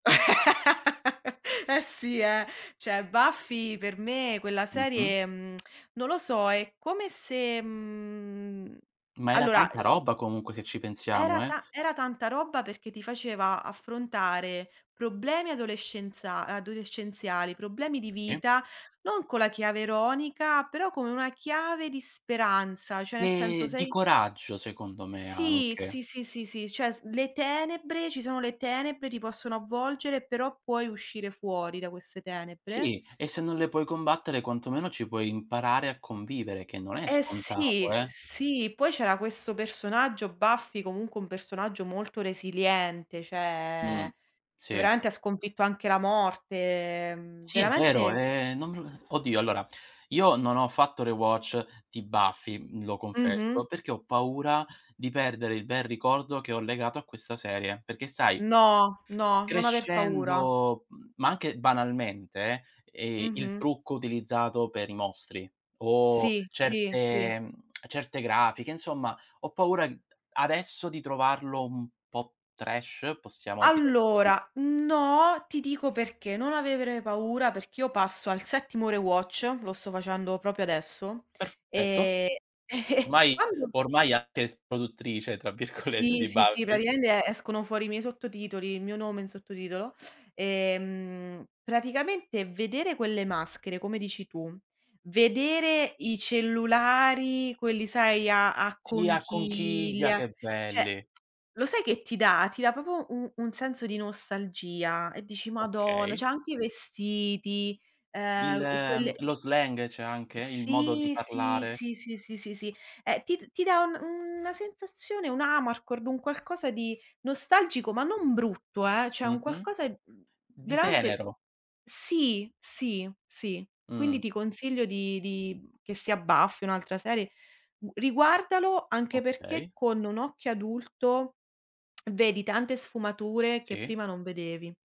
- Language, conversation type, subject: Italian, unstructured, Qual è la serie TV che non ti stanchi mai di vedere?
- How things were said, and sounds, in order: laugh; "Cioè" said as "ceh"; tsk; drawn out: "mhmm"; other background noise; tapping; "cioè" said as "ceh"; in English: "rewatch"; lip smack; in English: "trash"; "avere" said as "avevere"; in English: "rewatch"; "proprio" said as "propio"; chuckle; laughing while speaking: "virgolette"; "praticamente" said as "praticaende"; drawn out: "Ehm"; "Cioè" said as "ceh"; "proprio" said as "popo"; "Cioè" said as "ceh"; tongue click